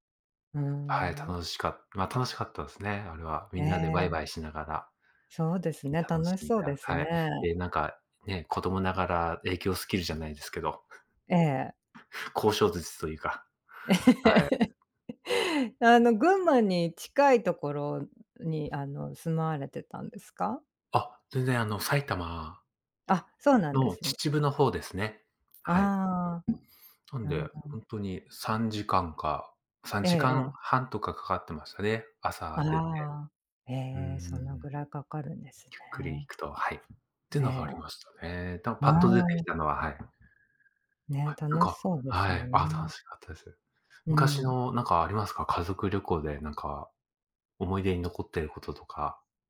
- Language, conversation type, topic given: Japanese, unstructured, 昔の家族旅行で特に楽しかった場所はどこですか？
- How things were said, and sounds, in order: laugh; other noise; tapping; other background noise